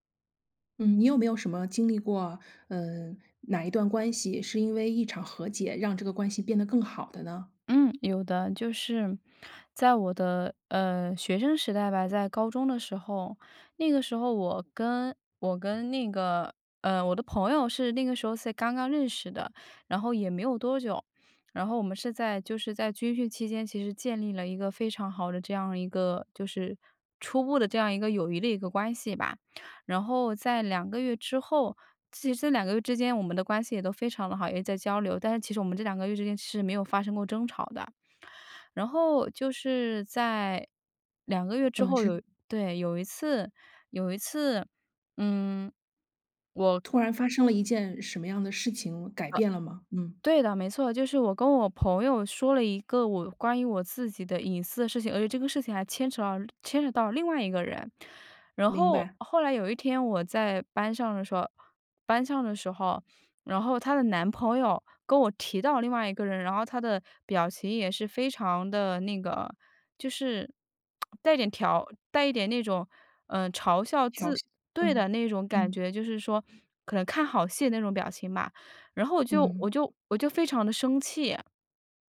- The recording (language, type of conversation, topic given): Chinese, podcast, 有没有一次和解让关系变得更好的例子？
- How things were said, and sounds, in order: other background noise; tongue click